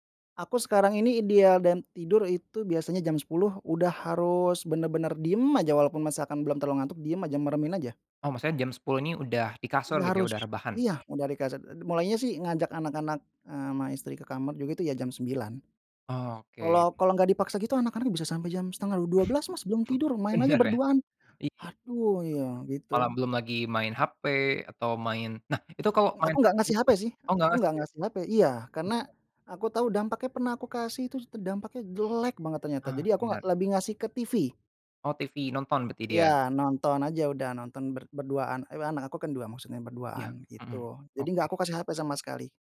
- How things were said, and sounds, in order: other background noise; snort; tapping; unintelligible speech
- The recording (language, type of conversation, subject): Indonesian, podcast, Apa rutinitas pagi sederhana yang selalu membuat suasana hatimu jadi bagus?